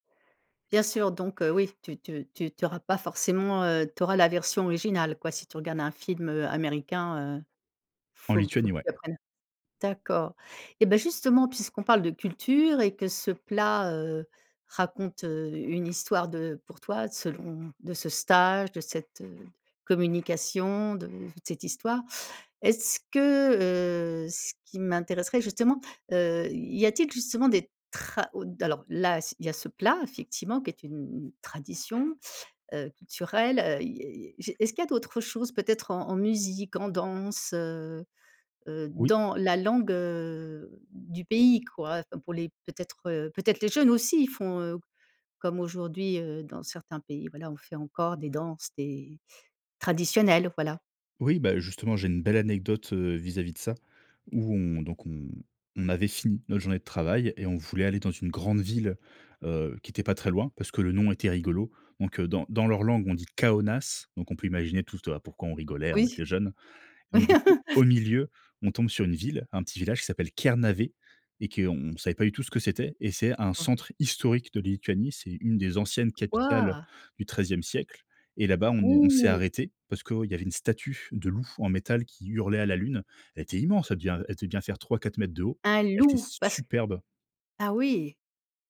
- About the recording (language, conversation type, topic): French, podcast, Quel plat découvert en voyage raconte une histoire selon toi ?
- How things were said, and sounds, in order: other background noise; stressed: "traditionnelles"; stressed: "fini"; stressed: "grande"; laugh